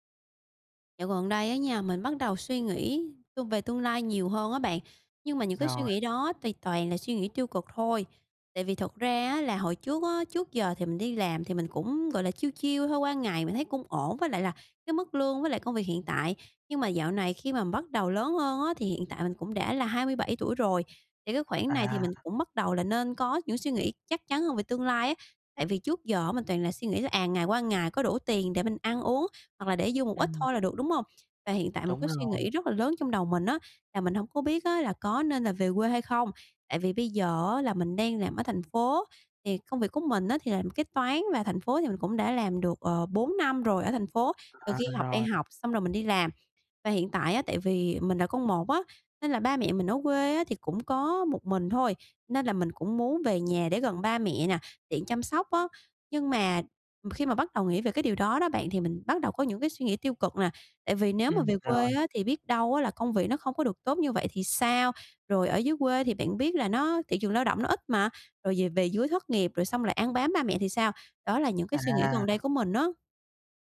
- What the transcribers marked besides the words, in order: other background noise; in English: "chill chill"; tapping
- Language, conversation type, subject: Vietnamese, advice, Làm sao để tôi bớt suy nghĩ tiêu cực về tương lai?